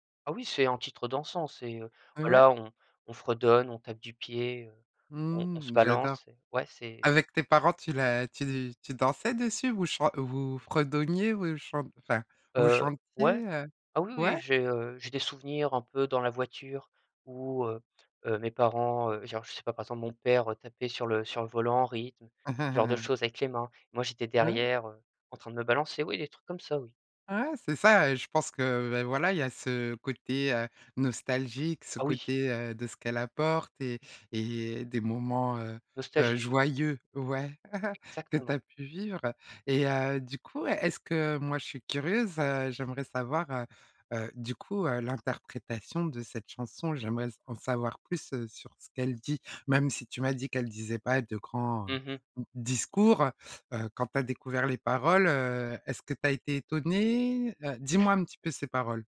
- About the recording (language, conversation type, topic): French, podcast, Quelle chanson te donne des frissons à chaque écoute ?
- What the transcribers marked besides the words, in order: chuckle; chuckle; other background noise